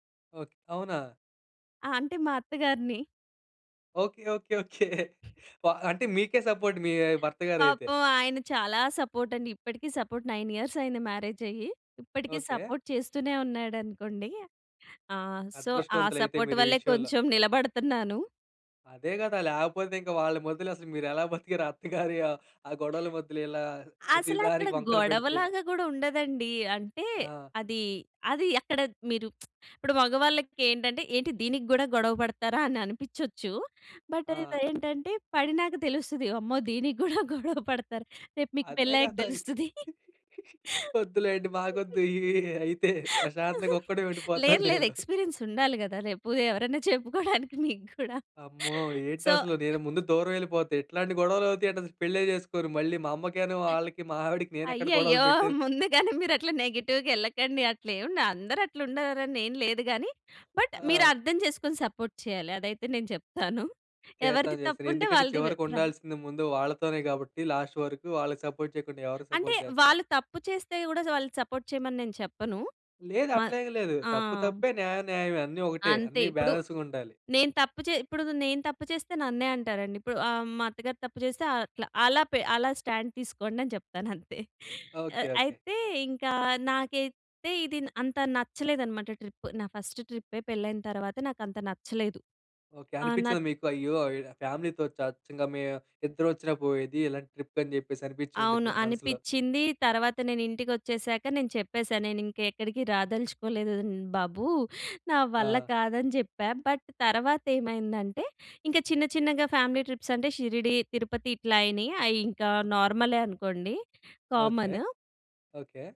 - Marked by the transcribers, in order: chuckle; other background noise; in English: "సపోర్ట్"; in English: "సపోర్ట్"; in English: "సపోర్ట్ నైన్ ఇయర్స్"; in English: "మ్యారేజ్"; in English: "సపోర్ట్"; in English: "సో"; in English: "సపోర్ట్"; lip smack; in English: "బట్"; laughing while speaking: "దీనికి కూడా గొడవ పడతారు. రేపు … చెప్పుకోవడానికి మీకు కూడా"; laughing while speaking: "వద్దులేండి. మాకొద్దు ఈ అయితే ప్రశాంతంగా ఒక్కడే ఉండిపోతాను నేను"; in English: "ఎక్స్‌పీరియెన్స్"; in English: "సో"; other noise; in English: "నెగెటివ్‌గా"; in English: "బట్"; in English: "సపోర్ట్"; in English: "ప్రాం"; in English: "లాస్ట్"; in English: "సపోర్ట్"; in English: "సపోర్ట్"; in English: "సపోర్ట్"; in English: "బ్యాలెన్స్‌గ"; in English: "ట్రిప్"; in English: "ఫస్ట్ ట్రిప్పే"; in English: "ఫ్యామిలీతో టార్చర్"; in English: "ట్రిప్‌కి"; in English: "బట్"; in English: "ఫ్యామిలీ ట్రిప్స్"; in English: "కామన్"
- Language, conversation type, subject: Telugu, podcast, మీ ప్రయాణంలో నేర్చుకున్న ఒక ప్రాముఖ్యమైన పాఠం ఏది?